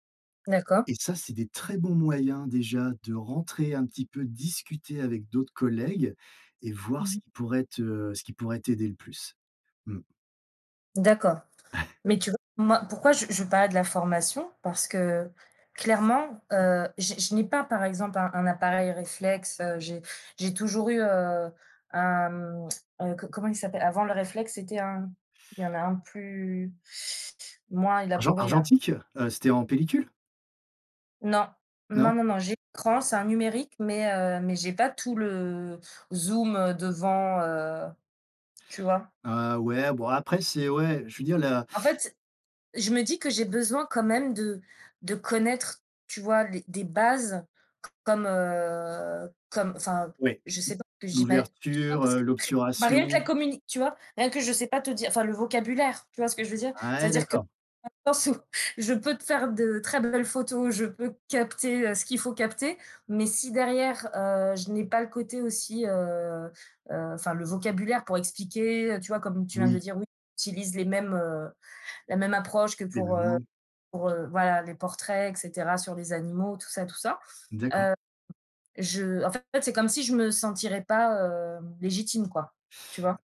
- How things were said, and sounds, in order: chuckle; drawn out: "heu"; other noise; tapping
- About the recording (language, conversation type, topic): French, unstructured, Quel métier te rendrait vraiment heureux, et pourquoi ?